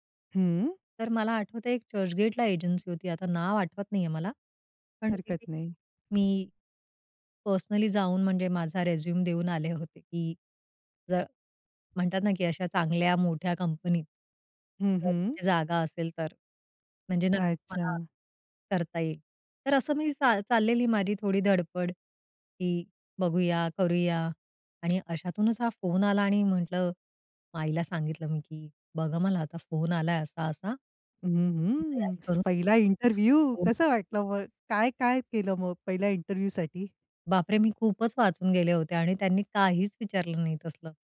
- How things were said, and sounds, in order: other noise; tapping; put-on voice: "हं, हं, पहिला इंटरव्ह्यू, कसं वाटलं मग?"; unintelligible speech
- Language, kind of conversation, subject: Marathi, podcast, पहिली नोकरी तुम्हाला कशी मिळाली आणि त्याचा अनुभव कसा होता?